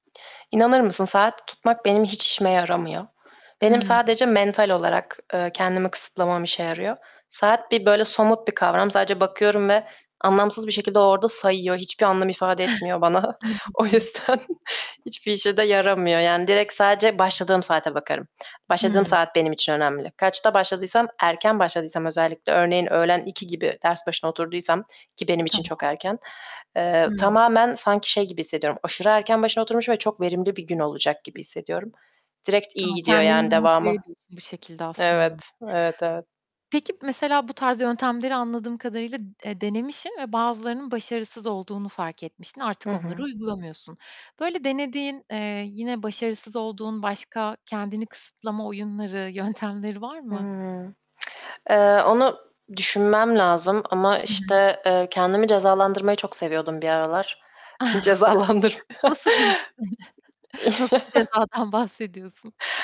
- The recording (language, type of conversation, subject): Turkish, podcast, Kısıtlar yaratıcılığı gerçekten tetikler mi, sen ne düşünüyorsun?
- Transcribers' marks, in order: tapping; chuckle; distorted speech; laughing while speaking: "O yüzden"; other background noise; "denemişsin" said as "denemişin"; static; "etmişsin" said as "etmişin"; chuckle; laughing while speaking: "Nasıl bir his, nasıl bir cezadan bahsediyorsun?"; laughing while speaking: "Cezalandır"; chuckle